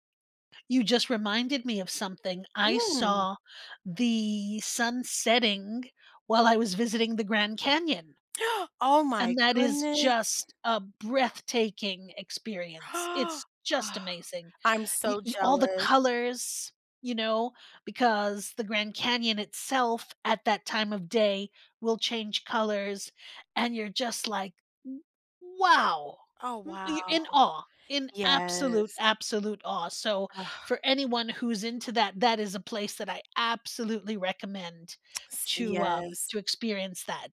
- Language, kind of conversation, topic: English, unstructured, What is the most beautiful sunset or sunrise you have ever seen?
- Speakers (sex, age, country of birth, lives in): female, 35-39, United States, United States; female, 55-59, United States, United States
- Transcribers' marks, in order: gasp; gasp